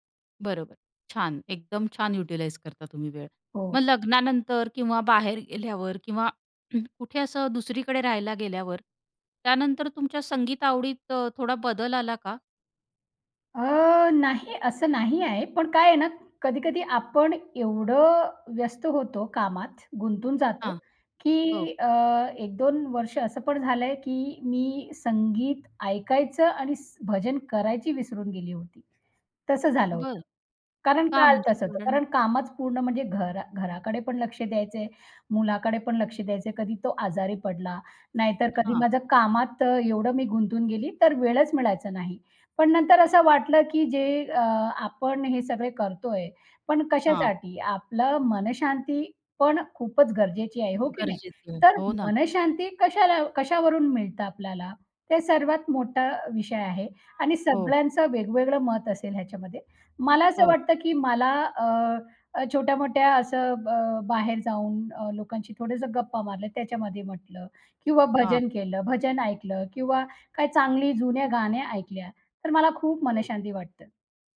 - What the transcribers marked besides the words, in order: in English: "युटिलाइझ"; throat clearing; unintelligible speech
- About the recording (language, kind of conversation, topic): Marathi, podcast, तुमच्या संगीताच्या आवडीवर कुटुंबाचा किती आणि कसा प्रभाव पडतो?